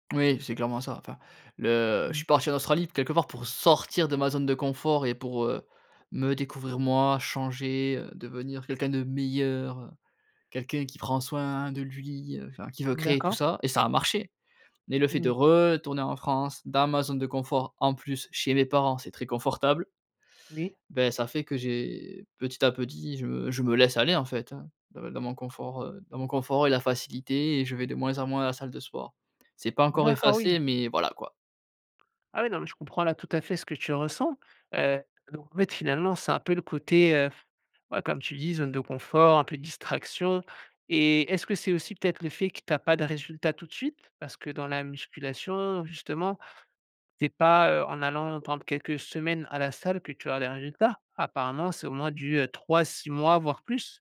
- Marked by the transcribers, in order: stressed: "sortir"; stressed: "ça a marché"; stressed: "retourner"
- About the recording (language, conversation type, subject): French, advice, Comment expliquer que vous ayez perdu votre motivation après un bon départ ?